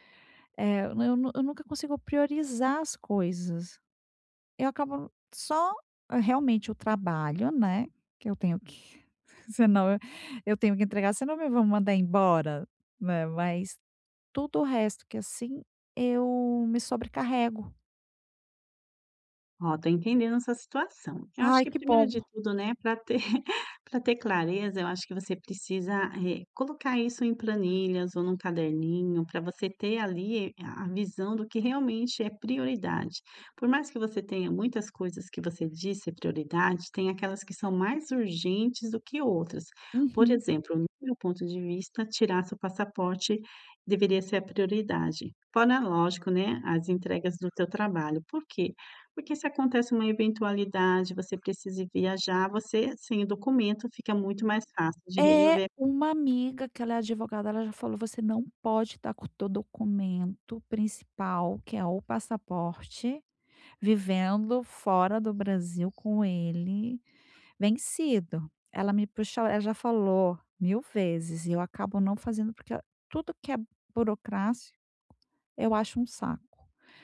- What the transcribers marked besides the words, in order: giggle; "exemplo" said as "exempro"; "burocrático" said as "burocrácio"
- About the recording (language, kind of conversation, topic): Portuguese, advice, Como posso organizar minhas prioridades quando tudo parece urgente demais?